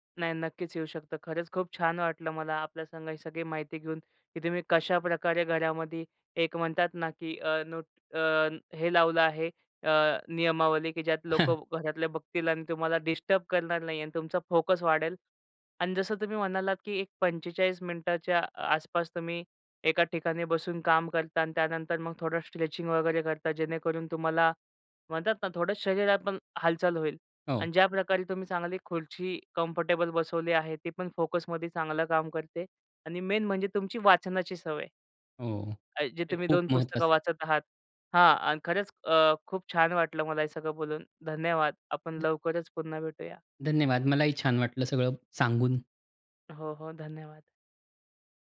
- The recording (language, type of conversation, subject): Marathi, podcast, फोकस टिकवण्यासाठी तुमच्याकडे काही साध्या युक्त्या आहेत का?
- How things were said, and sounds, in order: in English: "नोट"; chuckle; in English: "स्ट्रेचिंग"; in English: "कम्फर्टेबल"; in English: "मेन"; other background noise